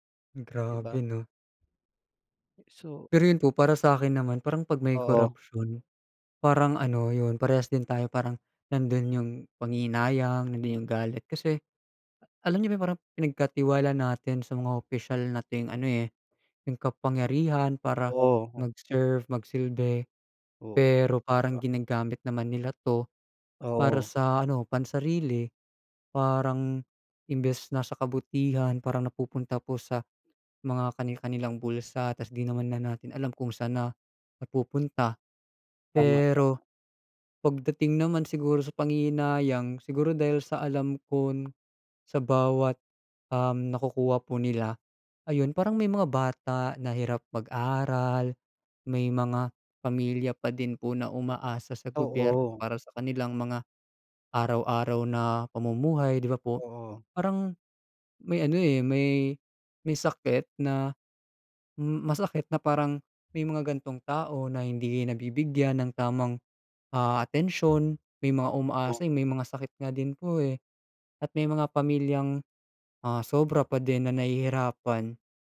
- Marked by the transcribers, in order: "kong" said as "kon"
- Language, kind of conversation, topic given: Filipino, unstructured, Paano mo nararamdaman ang mga nabubunyag na kaso ng katiwalian sa balita?